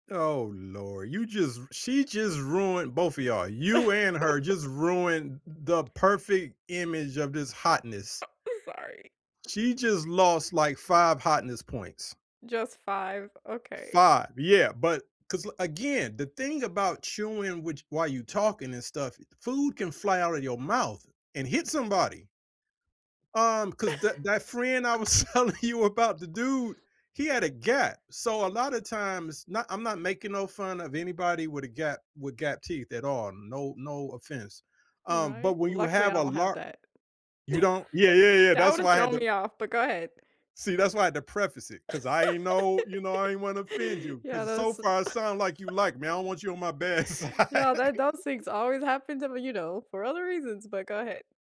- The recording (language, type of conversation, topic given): English, unstructured, What is your opinion on chewing with your mouth open?
- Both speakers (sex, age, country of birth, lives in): female, 45-49, United States, United States; male, 55-59, United States, United States
- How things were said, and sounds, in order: laugh; other background noise; laugh; tapping; laughing while speaking: "telling you"; chuckle; laugh; laughing while speaking: "bad side"; laugh